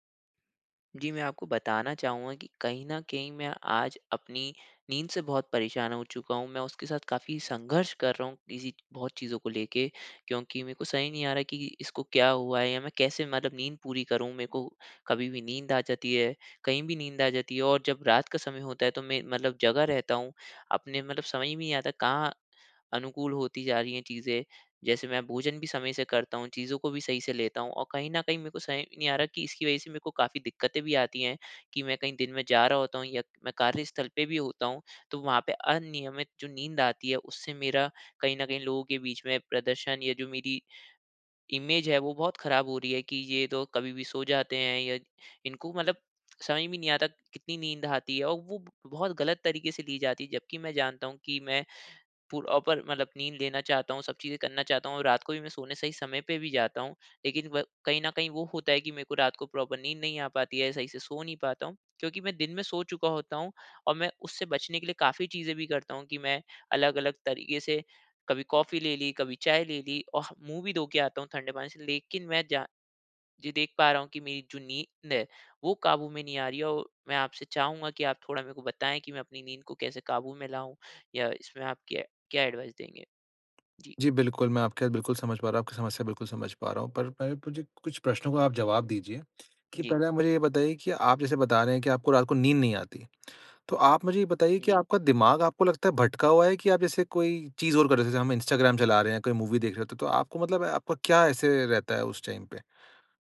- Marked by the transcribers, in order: in English: "इमेज़"; in English: "प्रॉपर"; in English: "प्रॉपर"; in English: "एडवाइज़"; tapping; lip smack; in English: "मूवी"; in English: "टाइम"
- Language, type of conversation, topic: Hindi, advice, मैं अपने अनियमित नींद चक्र को कैसे स्थिर करूँ?